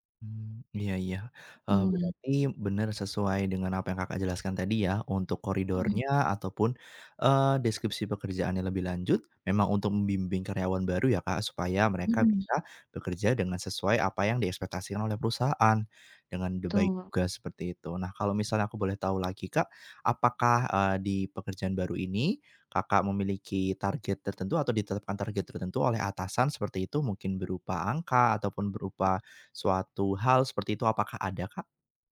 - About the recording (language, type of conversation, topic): Indonesian, advice, Mengapa saya masih merasa tidak percaya diri meski baru saja mendapat promosi?
- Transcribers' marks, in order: tapping; other background noise